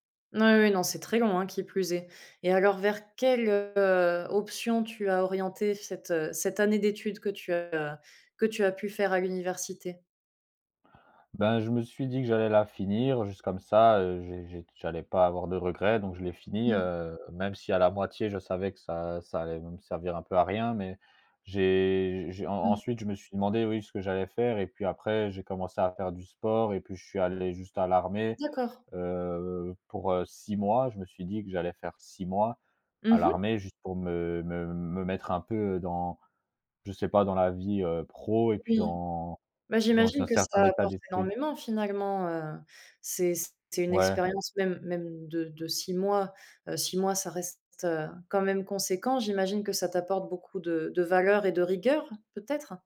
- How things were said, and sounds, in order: other background noise
- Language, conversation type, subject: French, podcast, Comment as-tu choisi ta voie professionnelle ?